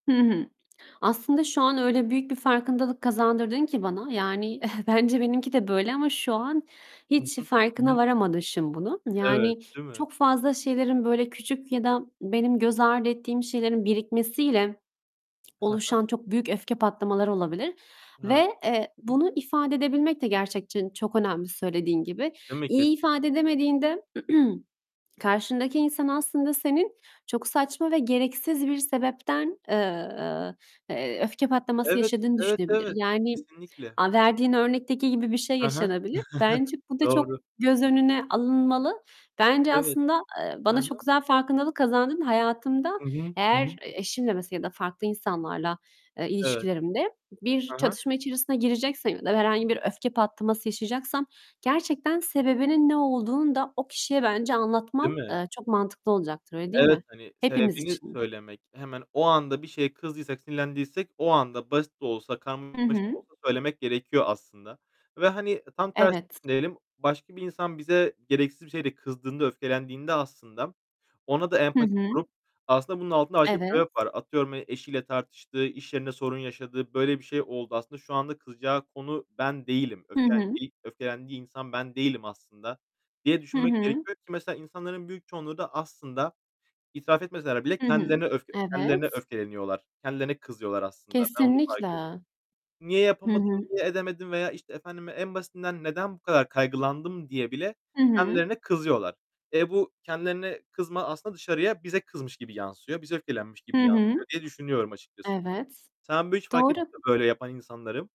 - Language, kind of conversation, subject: Turkish, unstructured, Öfkeyi kontrol etmek için hangi yöntemleri denemeliyiz?
- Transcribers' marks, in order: other background noise; chuckle; static; distorted speech; throat clearing; chuckle; unintelligible speech